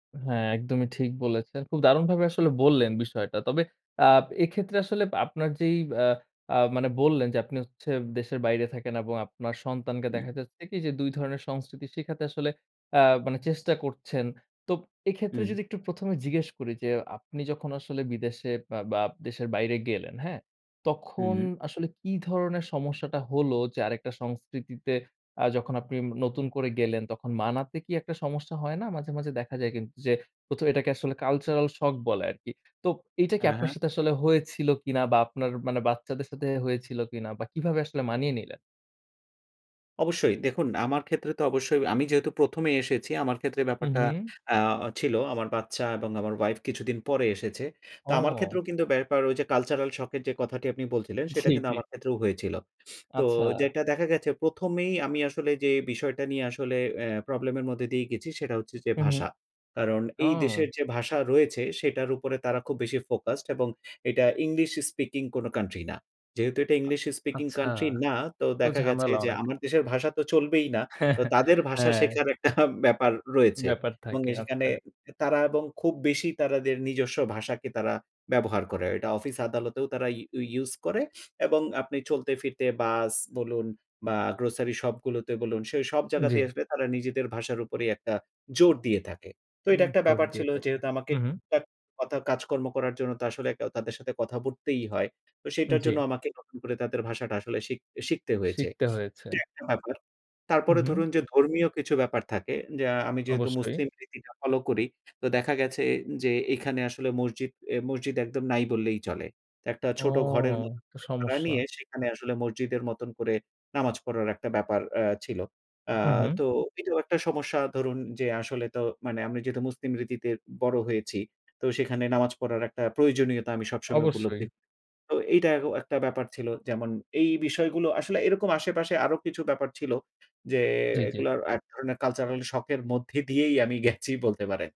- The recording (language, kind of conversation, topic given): Bengali, podcast, সন্তানকে দুই সংস্কৃতি শেখাতে আপনি কী করেন?
- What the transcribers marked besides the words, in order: tapping; other background noise; other noise; laughing while speaking: "জি, জি"; chuckle; laughing while speaking: "একটা"; "বলতেই" said as "বততেই"; laughing while speaking: "আমি গেছি"